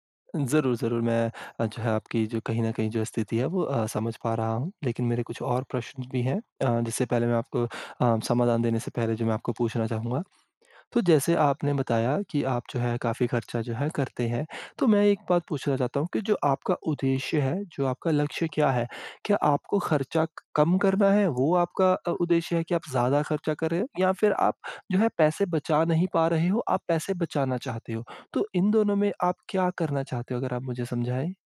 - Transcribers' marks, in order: none
- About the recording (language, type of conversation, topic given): Hindi, advice, सीमित आमदनी में समझदारी से खर्च करने की आदत कैसे डालें?
- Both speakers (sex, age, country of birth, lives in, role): female, 25-29, India, India, user; male, 25-29, India, India, advisor